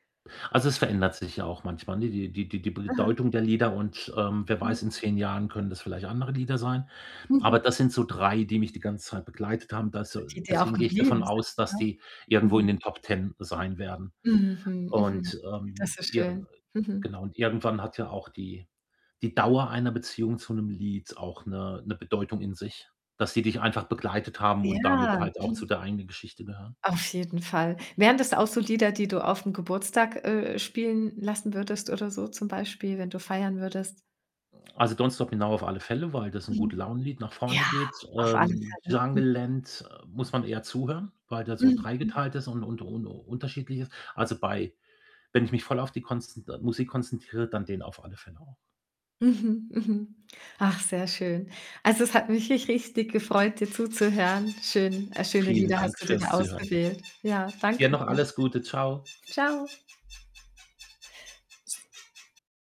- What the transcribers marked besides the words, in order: distorted speech; other background noise
- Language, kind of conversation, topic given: German, podcast, Welche drei Lieder gehören zu deinem Lebenssoundtrack?